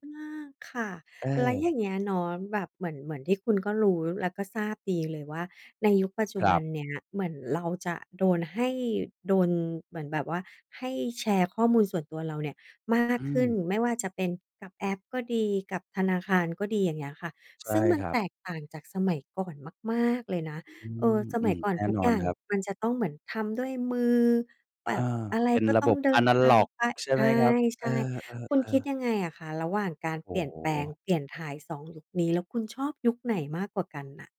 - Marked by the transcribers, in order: tapping
- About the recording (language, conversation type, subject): Thai, podcast, คุณมองเรื่องความเป็นส่วนตัวในยุคที่ข้อมูลมีอยู่มหาศาลแบบนี้อย่างไร?